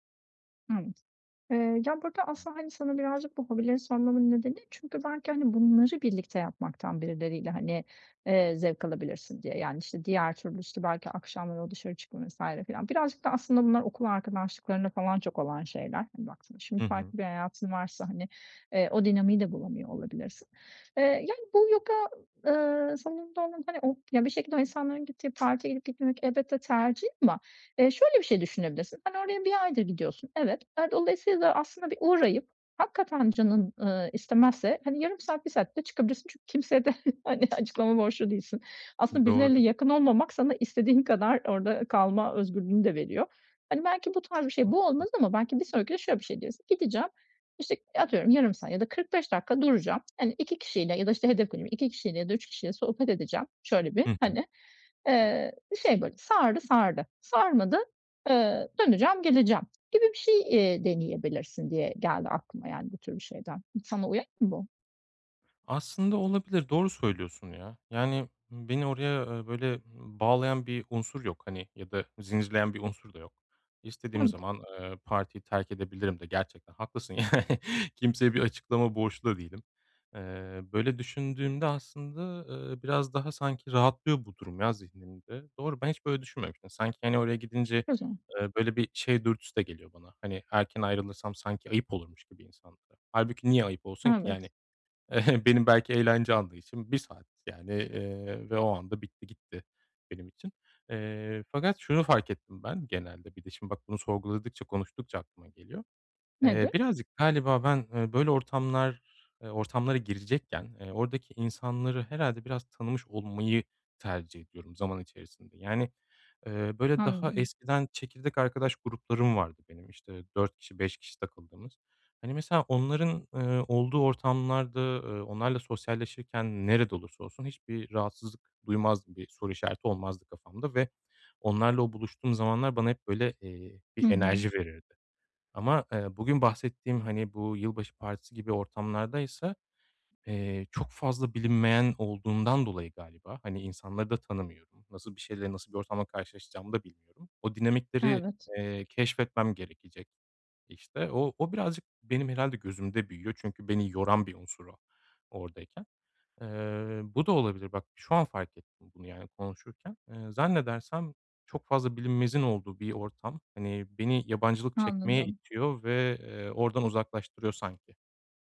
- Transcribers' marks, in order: unintelligible speech; unintelligible speech; tapping; laughing while speaking: "hani"; laughing while speaking: "yani"; chuckle
- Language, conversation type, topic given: Turkish, advice, Sosyal zamanla yalnız kalma arasında nasıl denge kurabilirim?